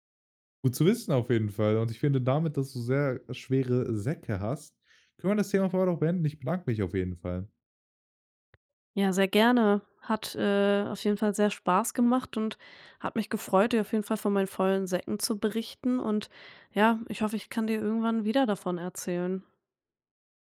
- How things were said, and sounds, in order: none
- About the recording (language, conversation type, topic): German, podcast, Wie gehst du beim Ausmisten eigentlich vor?